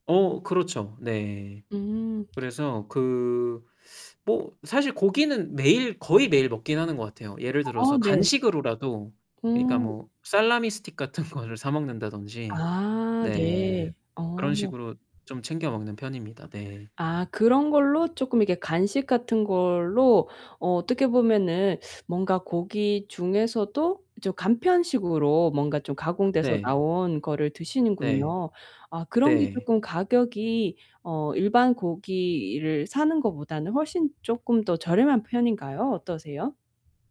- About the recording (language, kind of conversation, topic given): Korean, advice, 식비를 절약하면서도 건강하게 먹기 어려운 이유는 무엇인가요?
- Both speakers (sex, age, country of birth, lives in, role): female, 30-34, South Korea, United States, advisor; male, 30-34, South Korea, Hungary, user
- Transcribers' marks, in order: other background noise; distorted speech; in English: "salami stick"; laughing while speaking: "같은 거를"; teeth sucking